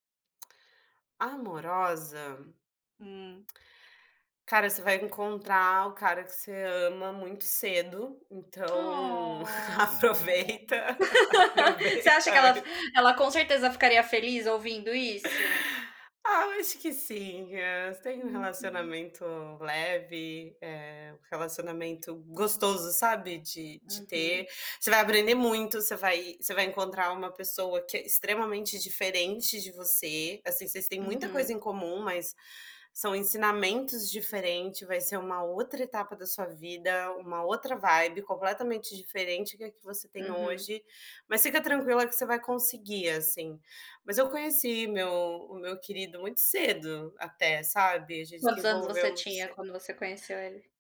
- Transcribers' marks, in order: drawn out: "Oh"; laugh; laughing while speaking: "aproveita, aproveita antes"; in English: "vibe"; tapping
- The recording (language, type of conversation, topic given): Portuguese, unstructured, Qual conselho você daria para o seu eu mais jovem?